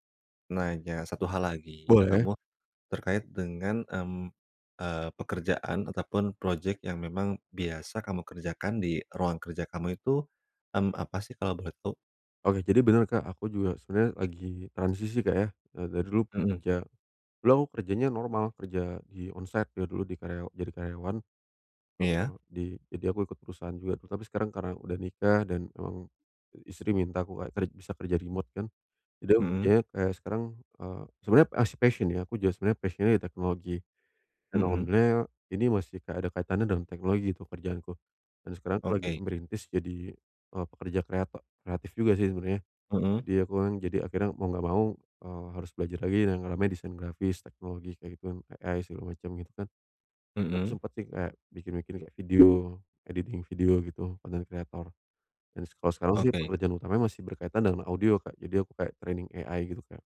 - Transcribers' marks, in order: in English: "on-site"; in English: "remote"; in English: "as a passion"; in English: "passion-nya"; in English: "AI"; in English: "editing video"; in English: "Content creator"; in English: "training AI"
- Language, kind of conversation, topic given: Indonesian, advice, Bagaimana cara mengubah pemandangan dan suasana kerja untuk memicu ide baru?